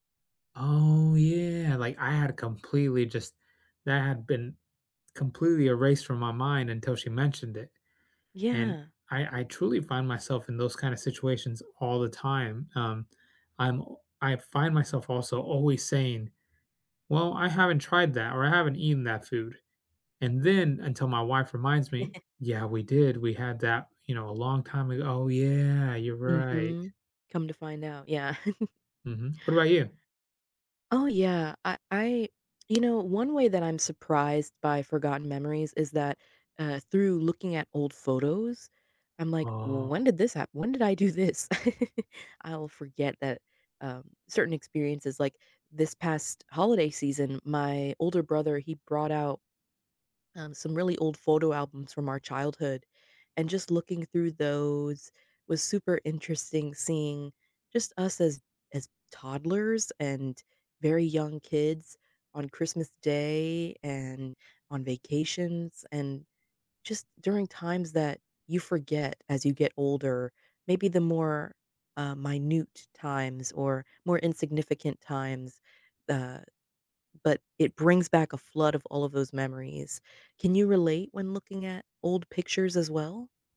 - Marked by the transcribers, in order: chuckle; chuckle; other background noise; chuckle
- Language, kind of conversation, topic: English, unstructured, Have you ever been surprised by a forgotten memory?